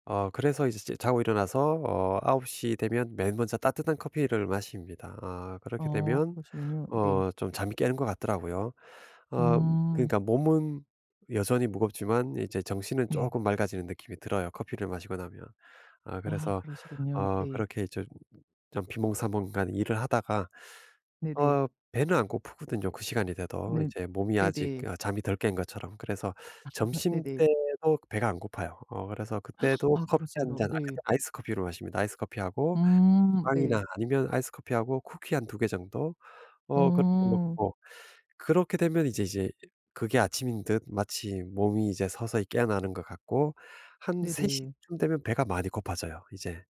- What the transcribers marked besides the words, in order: laugh; other background noise; gasp
- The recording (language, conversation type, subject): Korean, advice, 규칙적인 수면 패턴을 어떻게 만들 수 있을까요?